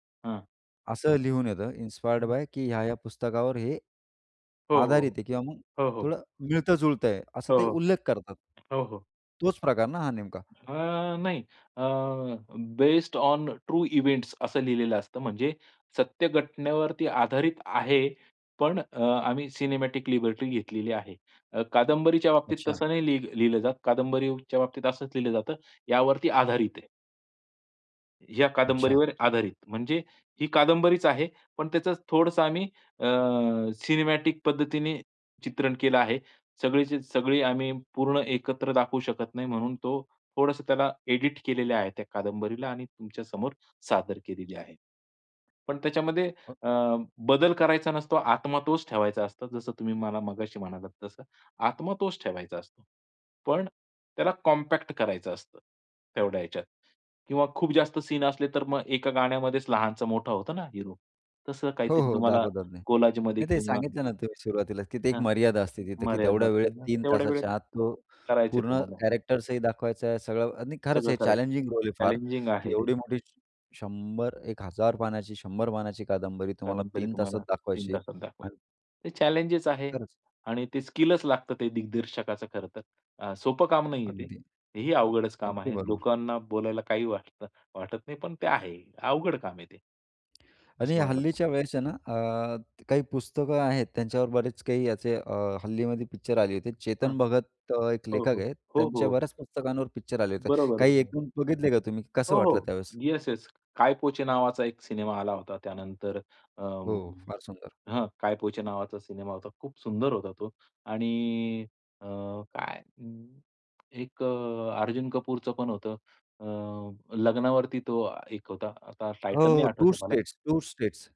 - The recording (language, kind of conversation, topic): Marathi, podcast, पुस्तकाचे चित्रपट रूपांतर करताना सहसा काय काय गमावले जाते?
- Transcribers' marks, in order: in English: "इन्स्पायर्ड बाय"; other noise; unintelligible speech; in English: "बेस्ड ओन ट्रू इव्हेंट्स"; in English: "सिनेमॅटिक लिबर्टी"; in English: "सिनेमॅटिक"; in English: "कॉम्पॅक्ट"; in English: "कोलाजमध्ये"; tapping; in English: "कॅरेक्टर्सही"